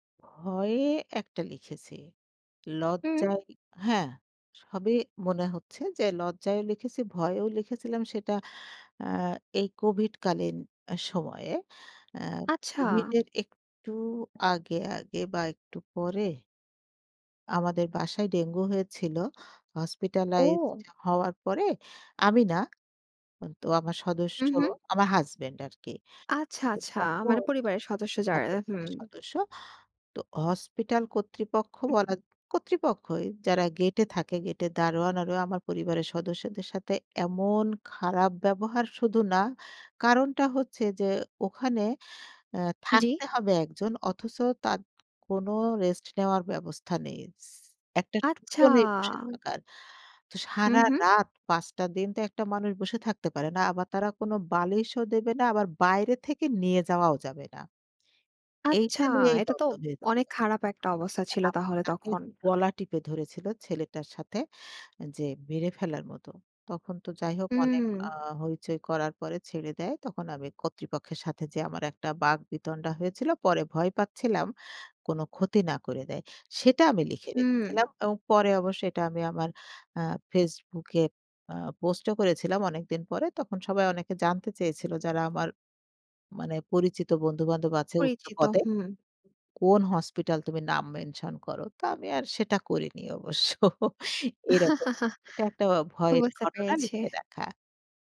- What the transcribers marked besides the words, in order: other background noise; tapping; unintelligible speech; "টুলো" said as "টুকো"; drawn out: "আচ্ছা"; unintelligible speech; chuckle
- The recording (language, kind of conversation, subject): Bengali, podcast, তুমি নিজের মনের কথা কীভাবে লিখে বা বলে প্রকাশ করো?